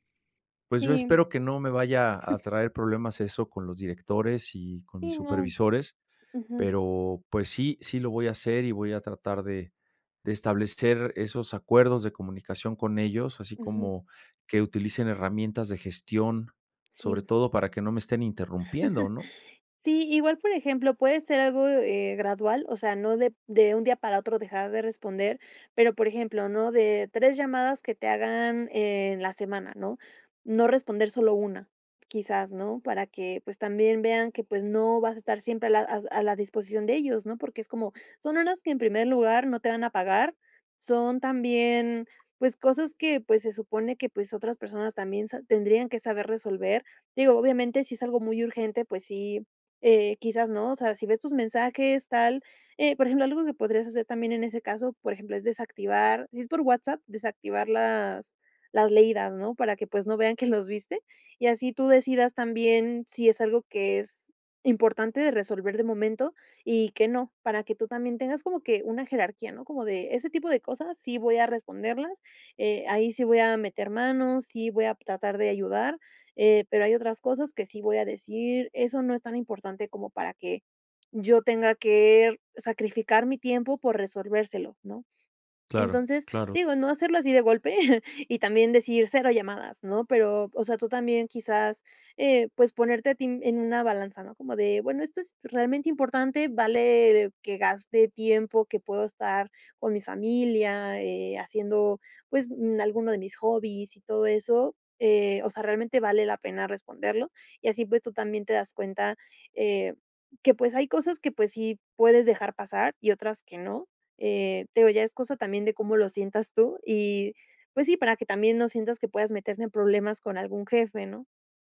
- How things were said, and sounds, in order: chuckle; chuckle; chuckle
- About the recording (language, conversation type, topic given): Spanish, advice, ¿Cómo puedo evitar que las interrupciones arruinen mi planificación por bloques de tiempo?